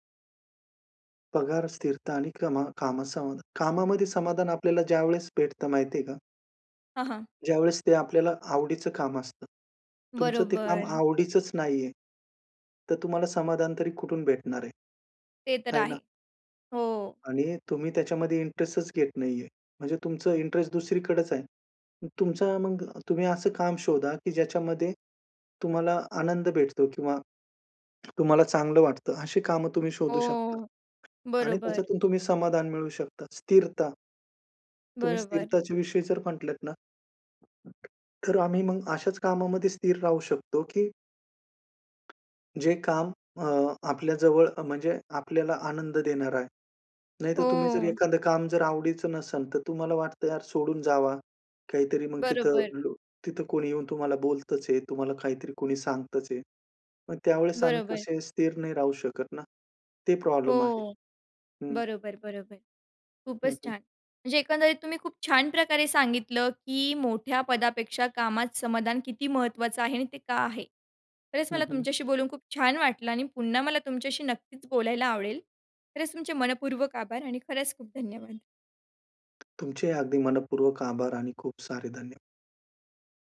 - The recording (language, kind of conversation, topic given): Marathi, podcast, मोठ्या पदापेक्षा कामात समाधान का महत्त्वाचं आहे?
- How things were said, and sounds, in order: other noise; tapping; horn